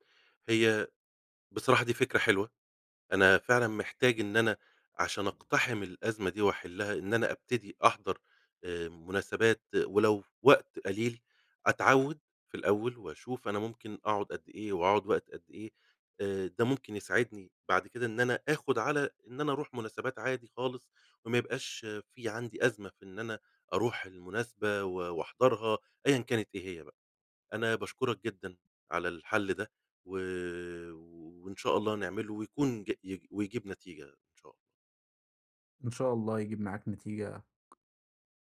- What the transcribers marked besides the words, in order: tapping
- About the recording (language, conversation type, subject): Arabic, advice, إزاي أتعامل مع الضغط عليّا عشان أشارك في المناسبات الاجتماعية؟